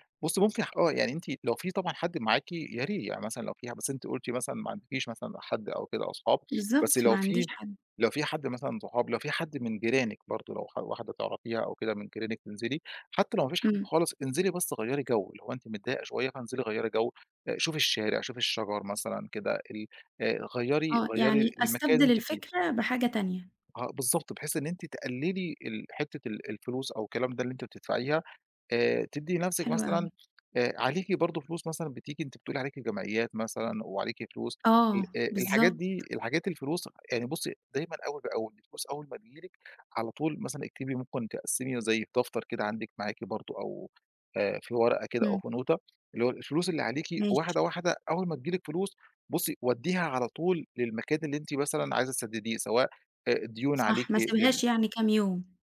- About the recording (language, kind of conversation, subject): Arabic, advice, الإسراف في الشراء كملجأ للتوتر وتكرار الديون
- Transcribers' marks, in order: none